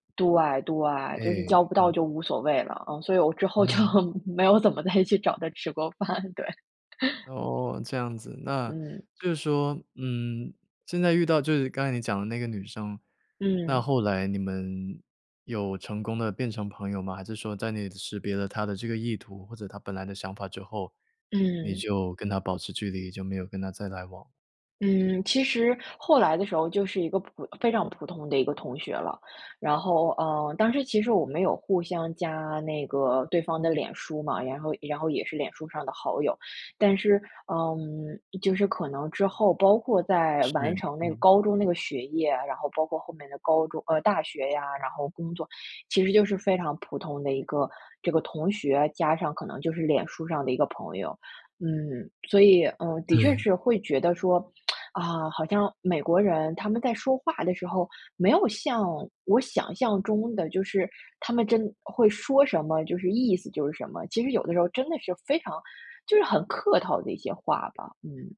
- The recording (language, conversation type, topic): Chinese, podcast, 在异国交朋友时，最难克服的是什么？
- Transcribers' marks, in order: laughing while speaking: "就没有怎么再去找她吃过饭，对"; laugh; other background noise; tsk